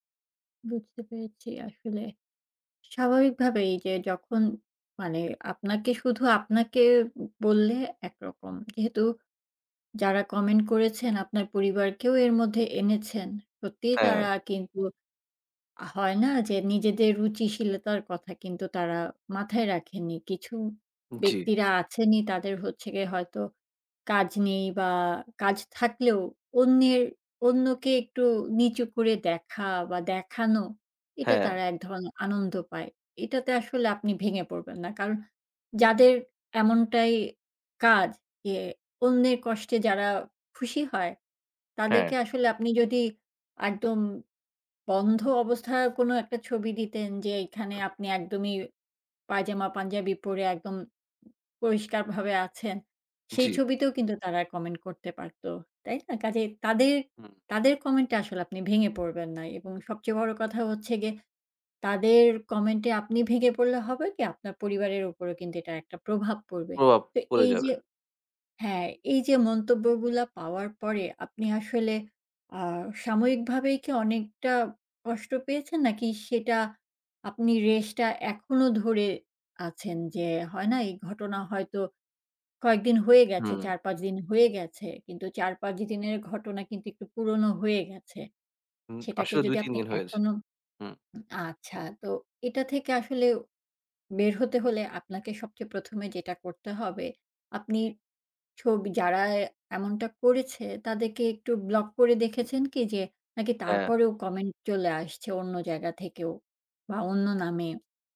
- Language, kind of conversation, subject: Bengali, advice, সামাজিক মিডিয়ায় প্রকাশ্যে ট্রোলিং ও নিম্নমানের সমালোচনা কীভাবে মোকাবিলা করেন?
- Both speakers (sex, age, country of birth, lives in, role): female, 40-44, Bangladesh, Finland, advisor; male, 20-24, Bangladesh, Bangladesh, user
- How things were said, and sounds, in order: tapping; other background noise